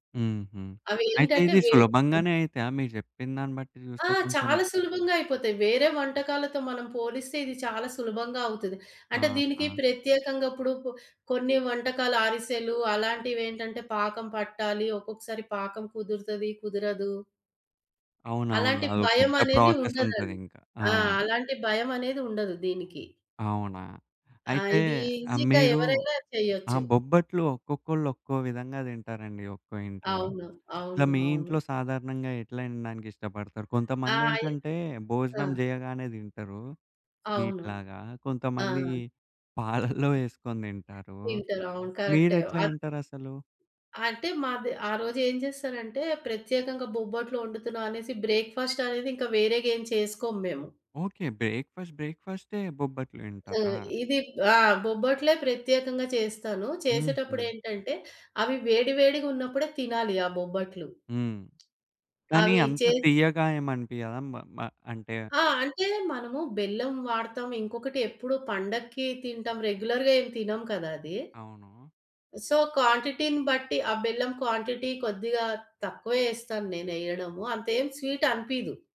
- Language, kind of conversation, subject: Telugu, podcast, పండగల కోసం సులభంగా, త్వరగా తయారయ్యే వంటకాలు ఏవి?
- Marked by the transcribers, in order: in English: "ప్రాసెస్"; other background noise; chuckle; in English: "కరెక్టే"; in English: "బ్రేక్‌ఫాస్ట్"; in English: "రెగ్యులర్‌గా"; in English: "సో క్వాంటిటీని"; in English: "క్వాంటిటీ"